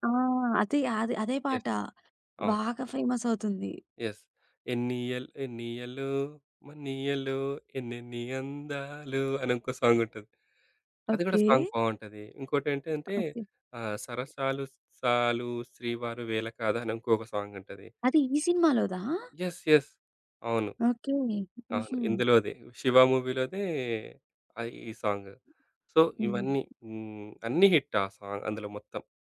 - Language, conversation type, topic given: Telugu, podcast, సినిమా పాటల్లో నీకు అత్యంత నచ్చిన పాట ఏది?
- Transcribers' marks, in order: in English: "యెస్!"; in English: "ఫేమస్"; in English: "యెస్"; singing: "ఎన్నియల్ ఎన్నియళ్ళో మన్నియళ్ళో ఎన్నెన్ని అందాలు"; in English: "సాంగ్"; in English: "సాంగ్"; other background noise; in English: "సాంగ్"; in English: "యెస్. యెస్"; in English: "మూవీ‌లోదే"; in English: "సో"; in English: "హిట్"